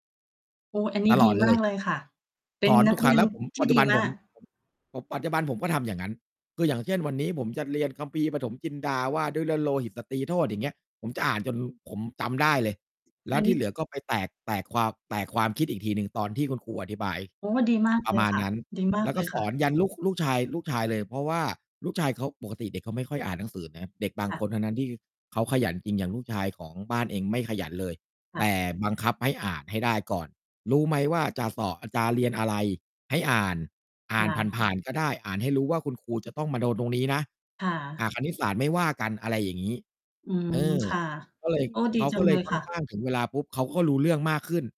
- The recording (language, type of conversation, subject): Thai, unstructured, คุณไม่พอใจกับเรื่องอะไรบ้างในระบบการศึกษาของไทย?
- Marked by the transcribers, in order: mechanical hum; other background noise; distorted speech